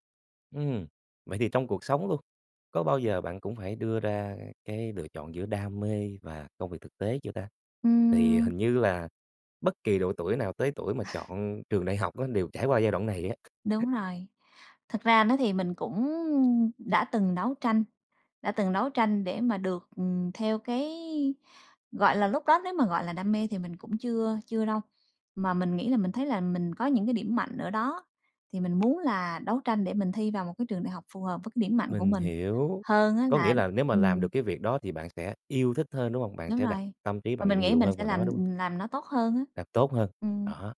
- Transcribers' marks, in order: tapping; chuckle; chuckle
- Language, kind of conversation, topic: Vietnamese, podcast, Bạn nghĩ nên theo đam mê hay chọn công việc thực tế hơn?